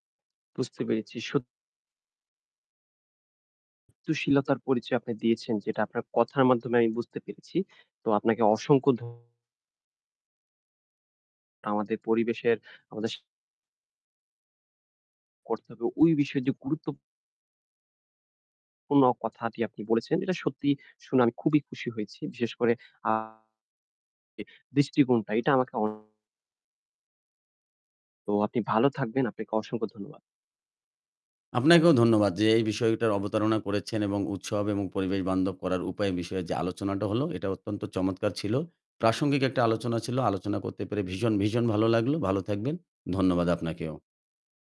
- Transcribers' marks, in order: static; other background noise; distorted speech
- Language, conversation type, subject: Bengali, podcast, আপনি উৎসবগুলোকে কীভাবে পরিবেশবান্ধব করার উপায় বোঝাবেন?